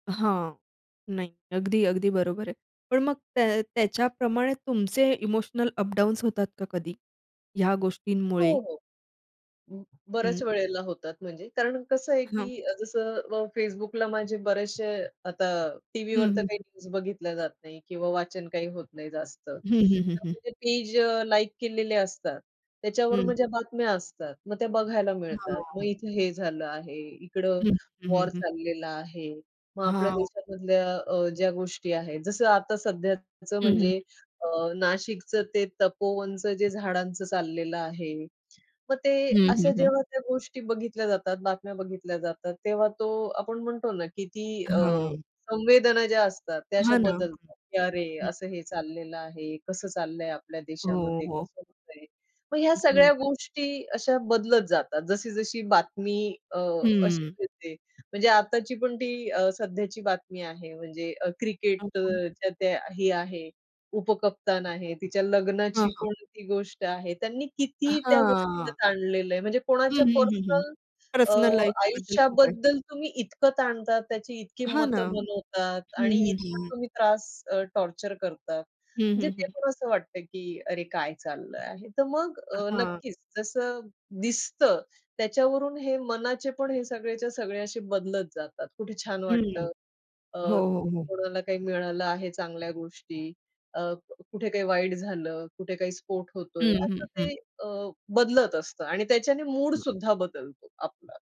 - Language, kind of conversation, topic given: Marathi, podcast, सोशल मीडियावर वेळ घालवल्यानंतर तुम्हाला कसे वाटते?
- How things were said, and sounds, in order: in English: "न्यूज"; other background noise; tapping; unintelligible speech; in English: "पर्सनल लाईफबद्दल"; in English: "टॉर्चर"